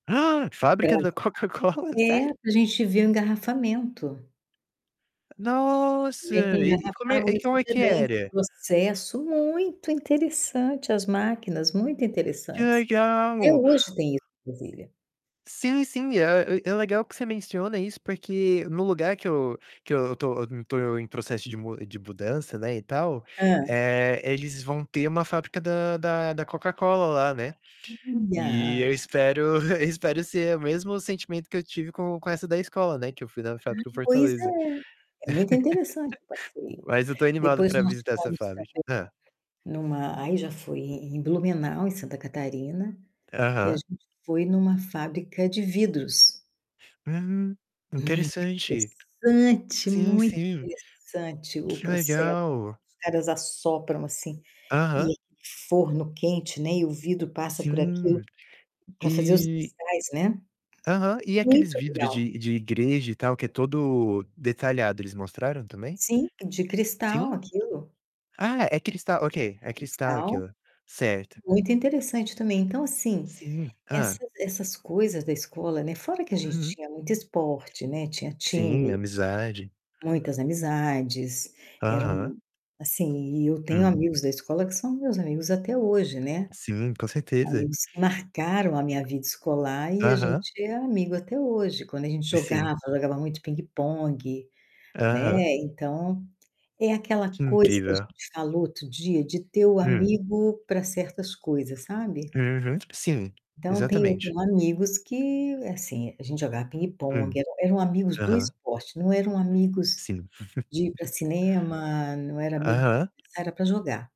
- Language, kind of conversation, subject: Portuguese, unstructured, Qual é a melhor lembrança que você tem da escola?
- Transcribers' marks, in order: unintelligible speech; laughing while speaking: "Coca-Cola"; tapping; distorted speech; unintelligible speech; chuckle; unintelligible speech; laugh; other background noise; chuckle; unintelligible speech